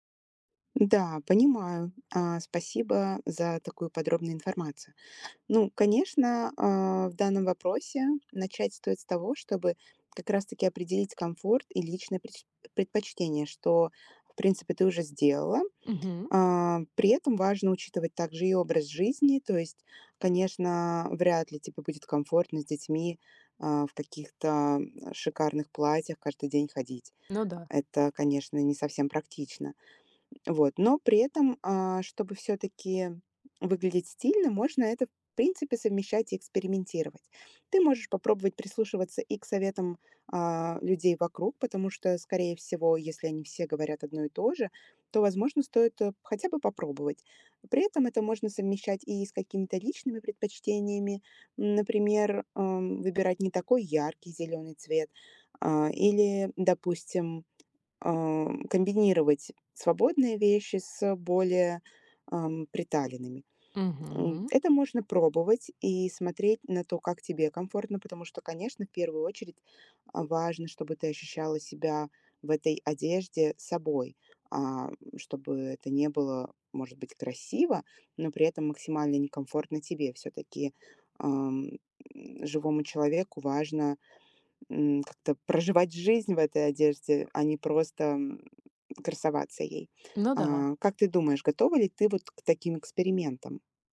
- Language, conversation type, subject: Russian, advice, Как мне выбрать стиль одежды, который мне подходит?
- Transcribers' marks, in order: tapping; grunt; other noise; other background noise; grunt; grunt; grunt; grunt